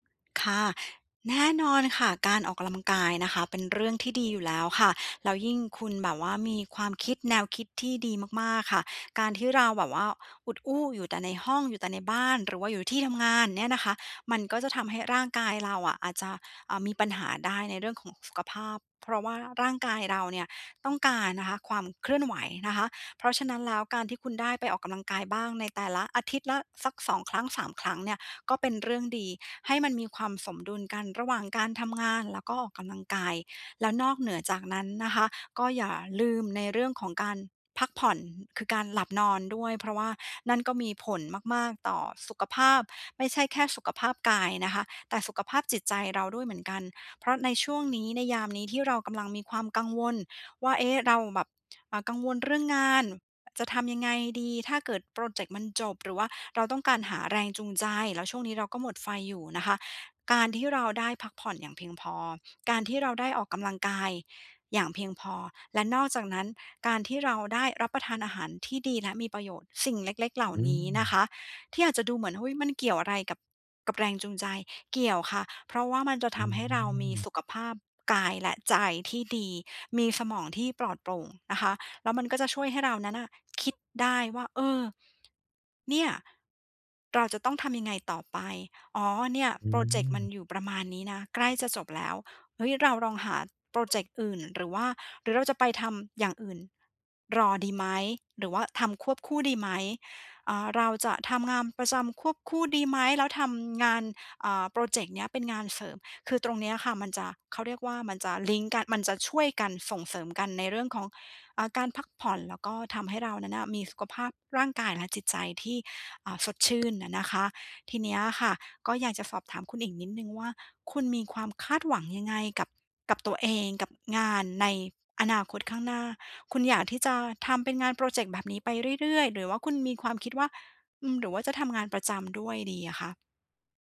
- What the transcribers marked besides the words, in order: other background noise
- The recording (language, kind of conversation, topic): Thai, advice, ทำอย่างไรจึงจะรักษาแรงจูงใจและไม่หมดไฟในระยะยาว?